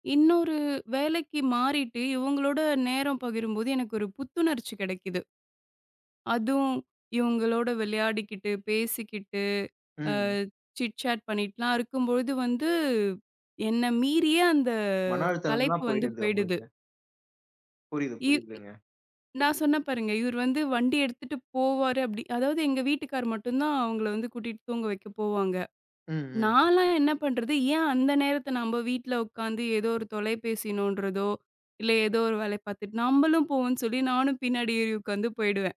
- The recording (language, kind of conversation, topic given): Tamil, podcast, பணத்திற்காக உங்கள் தனிநேரத்தை குறைப்பது சரியா, அல்லது குடும்பத்துடன் செலவிடும் நேரத்திற்கே முன்னுரிமை தர வேண்டுமா?
- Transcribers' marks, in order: in English: "சிட் சாட்"; "கலைப்பு" said as "தலைப்பு"; other background noise; other noise